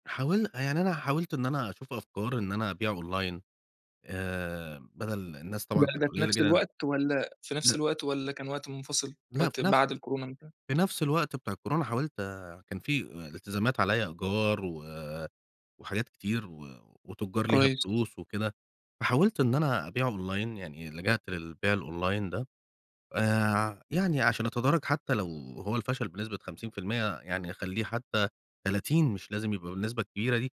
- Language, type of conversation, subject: Arabic, podcast, إزاي بتتعامل مع الفشل لما يحصل؟
- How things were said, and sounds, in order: in English: "أونلاين"; in English: "أونلاين"; in English: "الأونلاين"